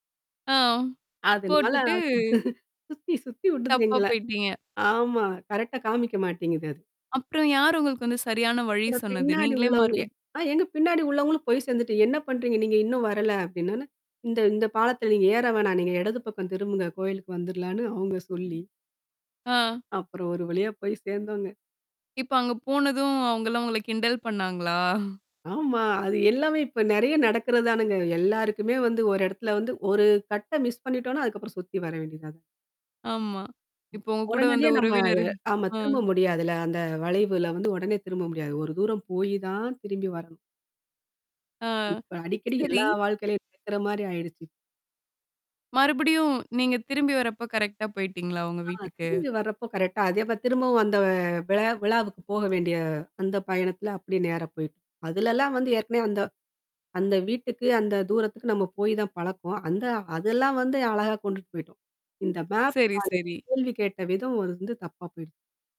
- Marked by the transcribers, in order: static; laughing while speaking: "அதனால அது சுத்தி சுத்தி உடுது எங்கள"; distorted speech; other noise; laughing while speaking: "பண்ணாங்களா?"; in English: "கட்ட மிஸ்"; tapping; unintelligible speech
- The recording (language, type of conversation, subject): Tamil, podcast, வழி தெரியாமல் திசைத் தவறியதால் ஏற்பட்ட ஒரு வேடிக்கையான குழப்பத்தை நீங்கள் நகைச்சுவையாகச் சொல்ல முடியுமா?